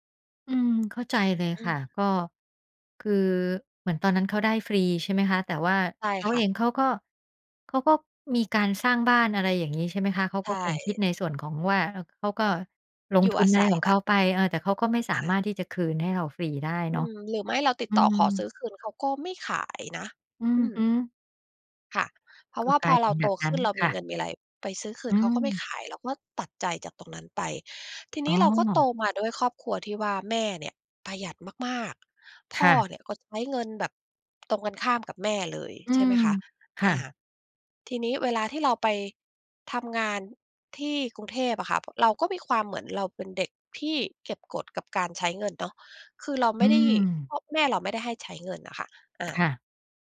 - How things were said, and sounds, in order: other background noise
- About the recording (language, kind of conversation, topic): Thai, podcast, เรื่องเงินทำให้คนต่างรุ่นขัดแย้งกันบ่อยไหม?
- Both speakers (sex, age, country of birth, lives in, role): female, 45-49, United States, United States, guest; female, 50-54, Thailand, Thailand, host